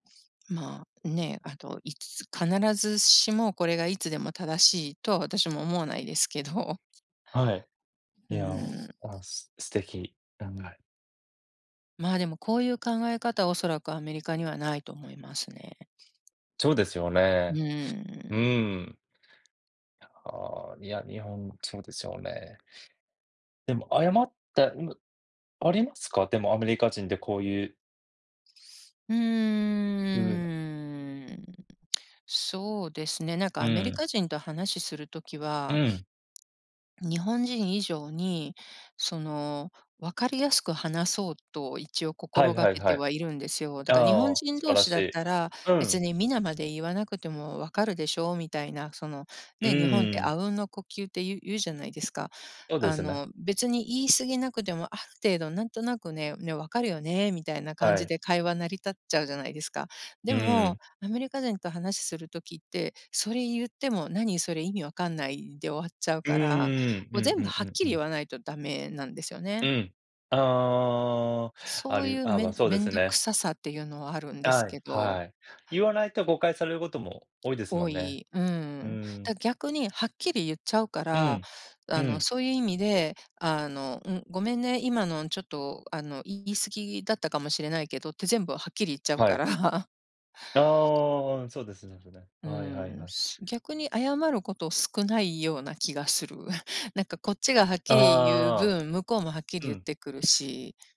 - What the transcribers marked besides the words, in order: tapping; unintelligible speech; other background noise; drawn out: "うーん"; tsk; laughing while speaking: "言っちゃうから"; chuckle
- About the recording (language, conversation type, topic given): Japanese, unstructured, 謝ることは大切だと思いますか、なぜですか？